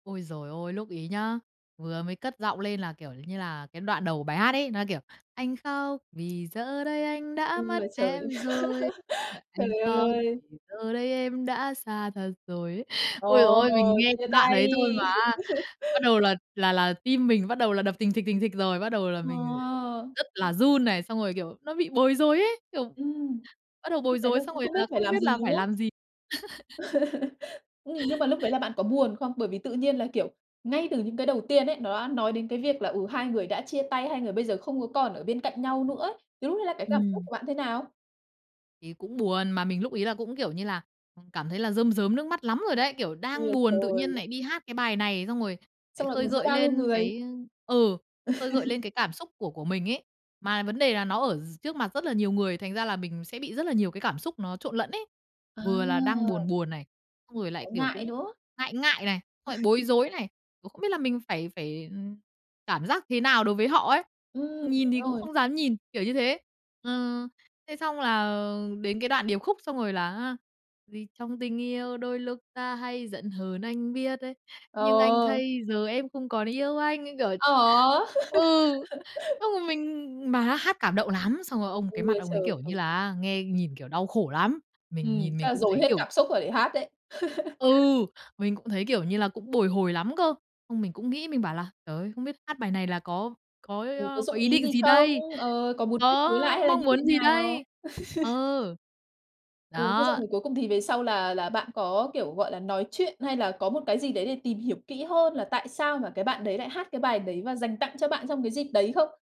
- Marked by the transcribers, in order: tapping; singing: "Anh khóc, vì giờ đây … xa thật rồi"; unintelligible speech; laugh; other background noise; chuckle; chuckle; chuckle; chuckle; singing: "Vì trong tình yêu đôi lúc ta hay giận hờn, anh biết"; singing: "Nhưng anh thấy giờ em không còn yêu anh"; laugh; chuckle; chuckle
- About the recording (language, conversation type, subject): Vietnamese, podcast, Có bài hát nào gắn liền với một mối tình nhớ mãi không quên không?